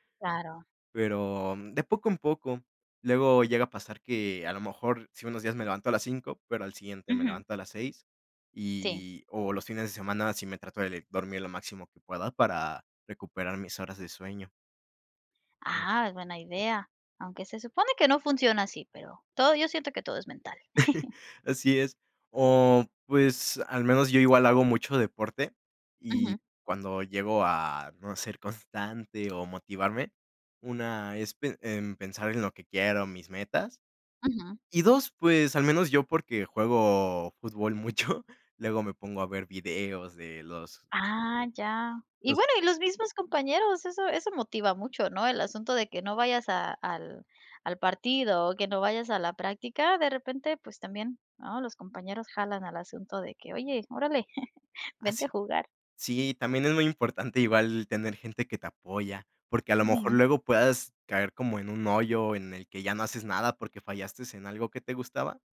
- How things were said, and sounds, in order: tapping; other noise; chuckle; laughing while speaking: "mucho"; chuckle
- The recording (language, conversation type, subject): Spanish, podcast, ¿Qué haces cuando pierdes motivación para seguir un hábito?